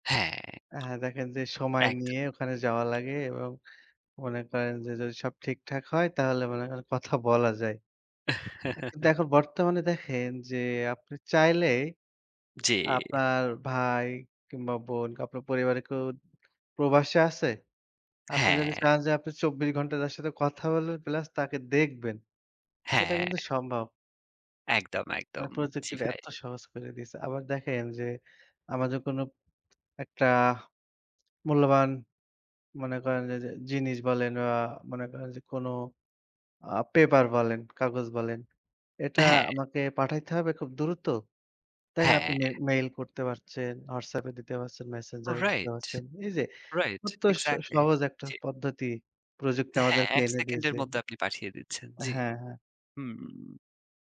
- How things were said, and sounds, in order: chuckle
- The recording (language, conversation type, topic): Bengali, unstructured, আপনার কি মনে হয় প্রযুক্তি আমাদের জীবনকে সহজ করেছে?